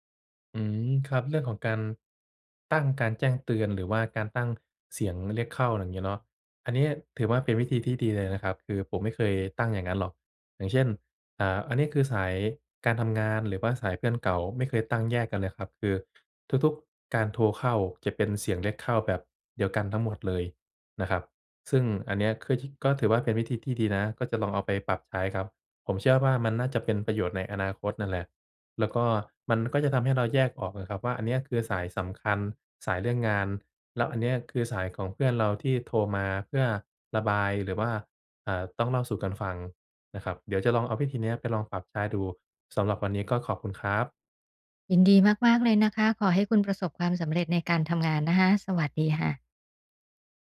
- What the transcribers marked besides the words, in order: none
- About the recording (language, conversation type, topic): Thai, advice, ฉันจะจัดกลุ่มงานอย่างไรเพื่อลดความเหนื่อยจากการสลับงานบ่อย ๆ?